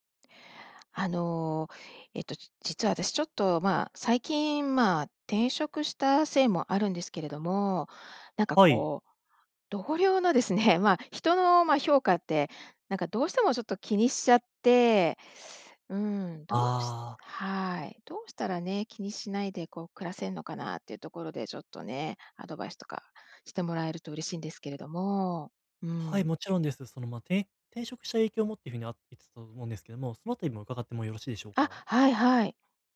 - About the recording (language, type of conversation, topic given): Japanese, advice, 他人の評価を気にしすぎない練習
- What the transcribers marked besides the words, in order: none